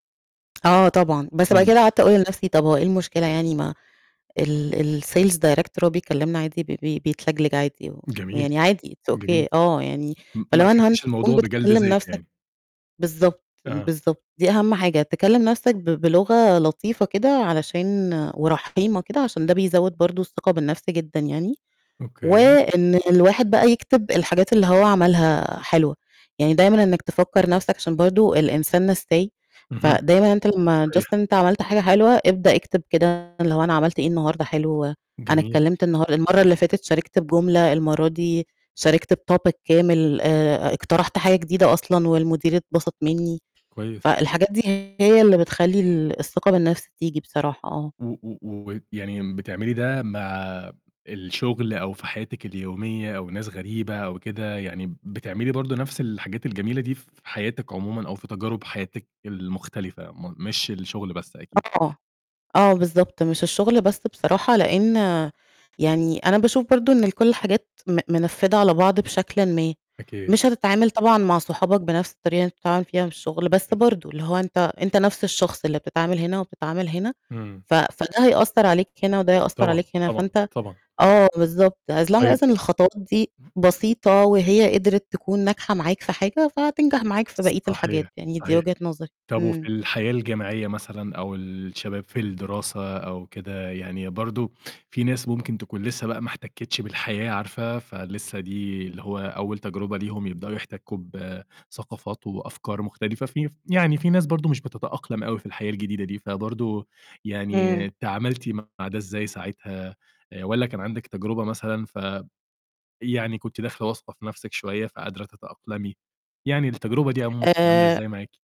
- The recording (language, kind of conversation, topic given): Arabic, podcast, إزاي تبني ثقتك بنفسك؟
- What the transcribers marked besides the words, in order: in English: "الsales director"; in English: "It's OK"; unintelligible speech; distorted speech; in English: "Just"; in English: "بTopic"; mechanical hum; in English: "as long as"; other noise; tapping